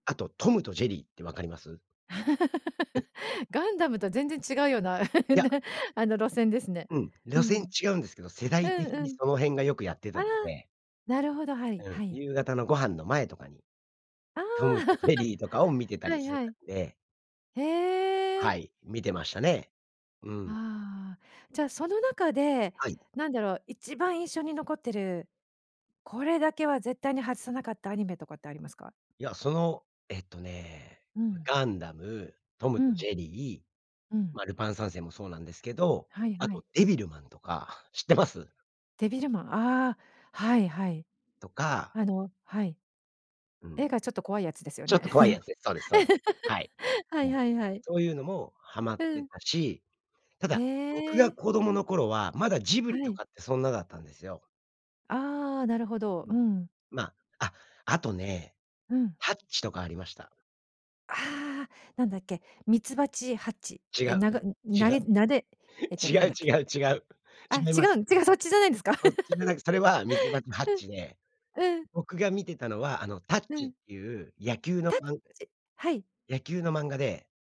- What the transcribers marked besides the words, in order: laugh; laugh; other background noise; laugh; tapping; laugh; laughing while speaking: "違う 違う 違う"; laugh
- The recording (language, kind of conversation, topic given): Japanese, podcast, 子どものころ、夢中になって見ていたアニメは何ですか？